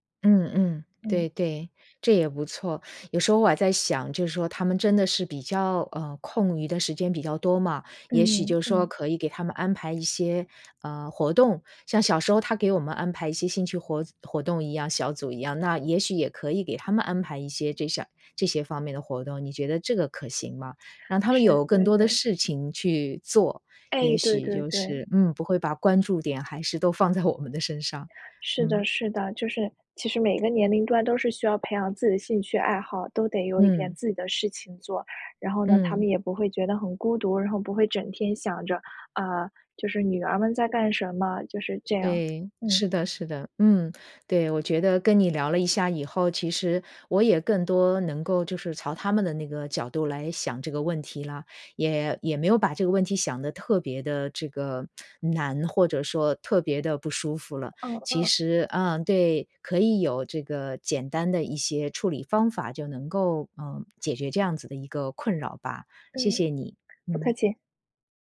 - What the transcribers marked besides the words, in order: laughing while speaking: "我们的身上"; other background noise
- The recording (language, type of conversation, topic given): Chinese, advice, 我该怎么和家人谈清界限又不伤感情？